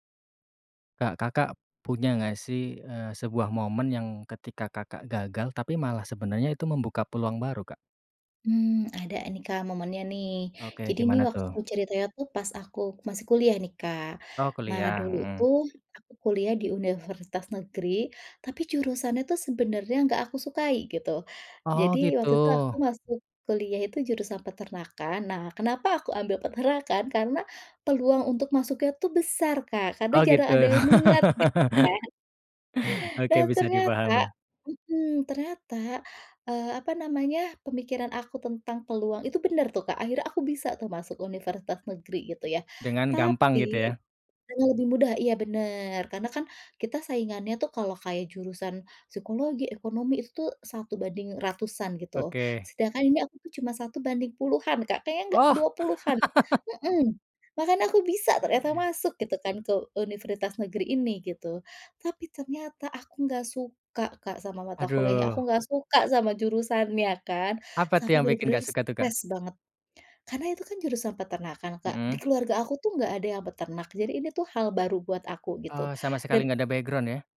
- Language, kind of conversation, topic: Indonesian, podcast, Pernahkah kamu mengalami momen kegagalan yang justru membuka peluang baru?
- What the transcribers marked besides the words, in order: tapping; laugh; laugh; in English: "background"